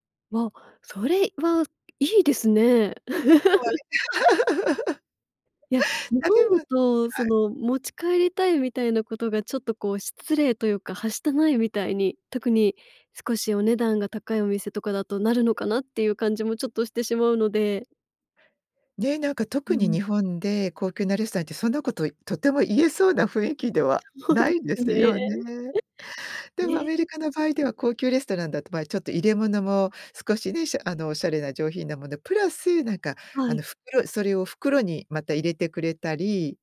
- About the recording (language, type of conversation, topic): Japanese, podcast, 食事のマナーで驚いた出来事はありますか？
- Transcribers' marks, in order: tapping; chuckle; laugh; other background noise; laughing while speaking: "そうですね"; chuckle; unintelligible speech